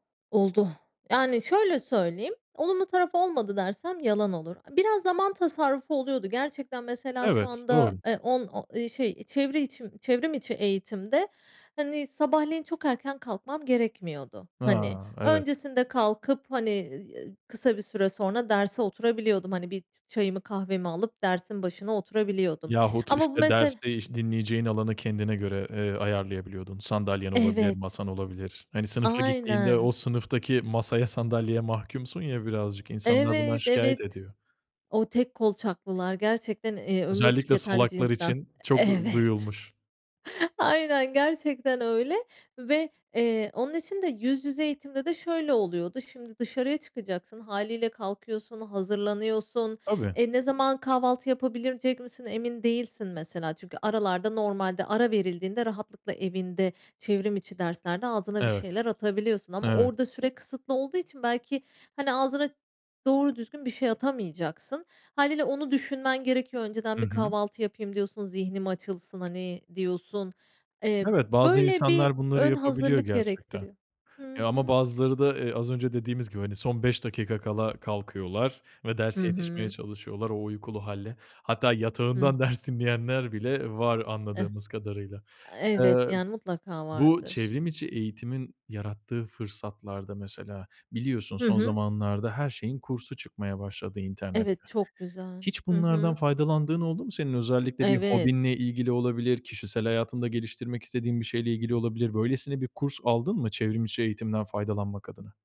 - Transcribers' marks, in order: other background noise; tapping; laughing while speaking: "Aynen"; laughing while speaking: "ders"
- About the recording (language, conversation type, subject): Turkish, podcast, Online derslerle yüz yüze eğitimi nasıl karşılaştırırsın, neden?